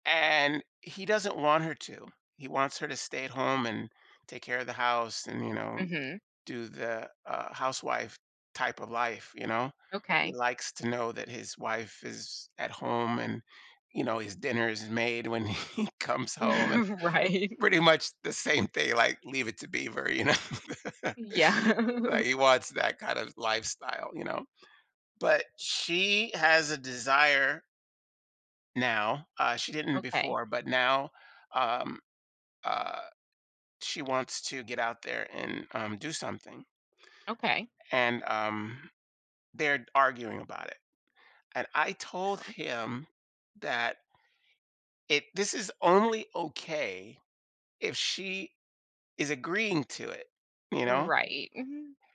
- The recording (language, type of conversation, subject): English, advice, How can I repair my friendship after a disagreement?
- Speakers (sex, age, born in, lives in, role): female, 40-44, United States, United States, advisor; male, 55-59, United States, United States, user
- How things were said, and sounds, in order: tapping; laughing while speaking: "he"; chuckle; laughing while speaking: "Right"; laughing while speaking: "know the"; laugh; other background noise